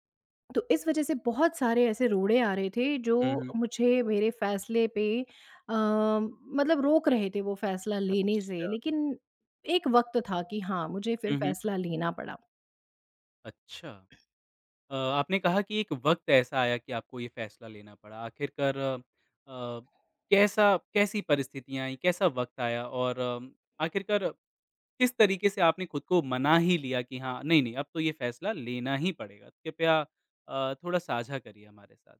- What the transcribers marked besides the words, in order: none
- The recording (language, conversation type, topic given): Hindi, podcast, आपने करियर बदलने का फैसला कैसे लिया?